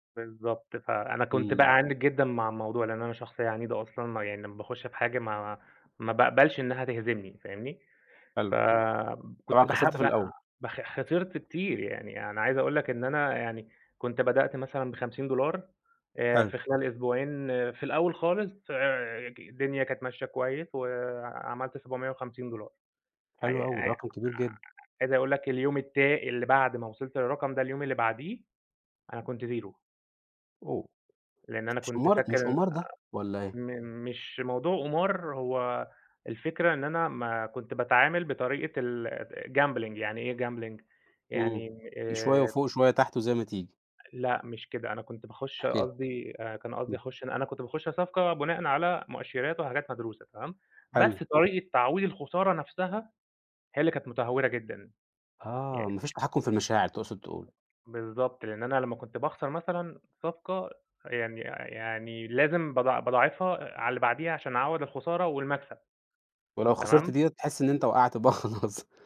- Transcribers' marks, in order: in English: "زيرو"; in English: "الgambling"; in English: "gambling"; other background noise; chuckle
- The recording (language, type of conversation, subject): Arabic, podcast, إزاي بتتعامل مع الفشل لما بيحصل؟